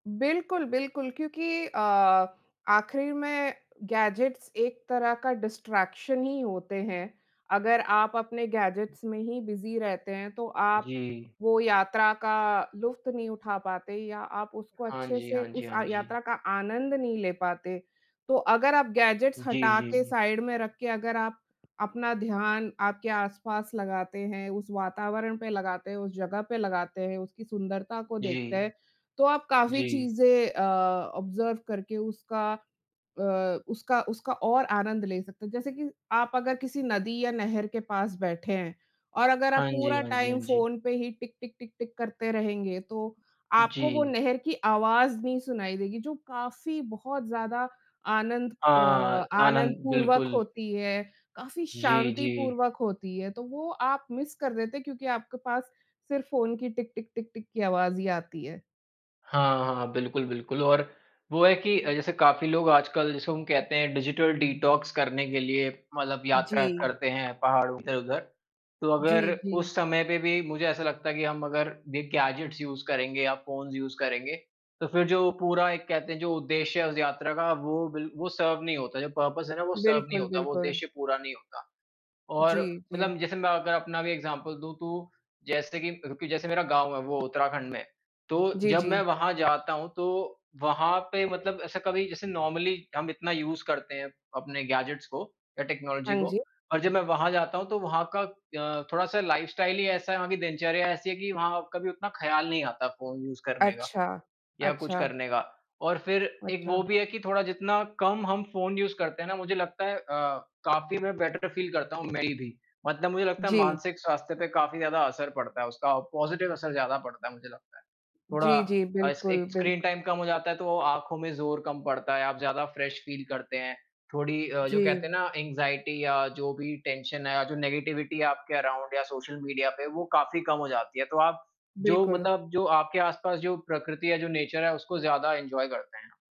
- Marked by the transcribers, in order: in English: "गैजेट्स"; in English: "डिस्ट्रैक्शन"; in English: "गैजेट्स"; in English: "बिज़ी"; "लुत्फ़" said as "लुफ़त"; in English: "गैजेट्स"; in English: "साइड"; in English: "ऑब्जर्व"; in English: "टाइम"; in English: "मिस"; in English: "डिटॉक्स"; in English: "गैजेट्स यूज़"; in English: "फ़ोन्स यूज़"; in English: "सर्व"; in English: "पर्पस"; in English: "सर्व"; in English: "एग्ज़ाम्पल"; in English: "नॉर्मली"; in English: "यूज़"; in English: "गैजेट्स"; in English: "टेक्नोलॉजी"; in English: "लाइफस्टाइल"; in English: "यूज़"; in English: "यूज़"; in English: "बेटर फील"; in English: "मेबी"; in English: "पॉज़िटिव"; in English: "टाइम"; in English: "फ्रेश फील"; in English: "ऐंगज़ाइटी"; in English: "टेंशन"; in English: "नेगेटिविटी"; in English: "अराउंड"; in English: "नेचर"; in English: "इन्जॉय"
- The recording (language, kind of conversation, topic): Hindi, unstructured, क्या आप तकनीकी उपकरणों के बिना यात्रा करने की कल्पना कर सकते हैं?